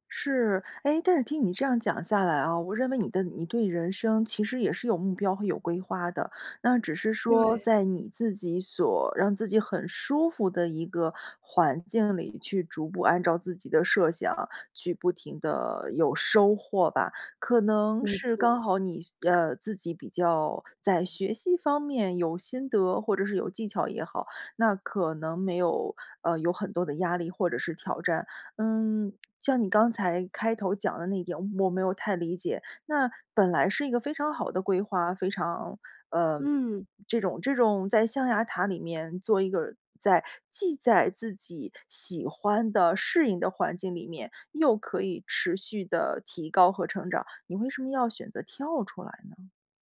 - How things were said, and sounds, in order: none
- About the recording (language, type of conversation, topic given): Chinese, podcast, 你如何看待舒适区与成长？